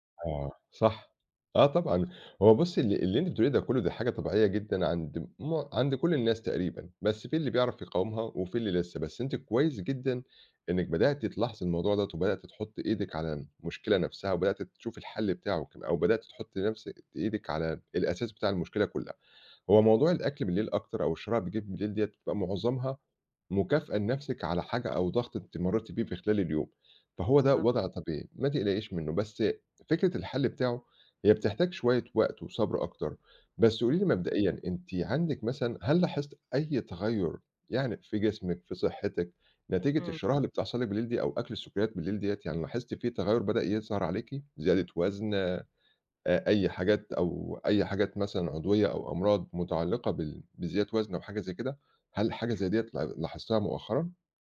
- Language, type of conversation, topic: Arabic, advice, إزاي أقدر أتعامل مع الشراهة بالليل وإغراء الحلويات؟
- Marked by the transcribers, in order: none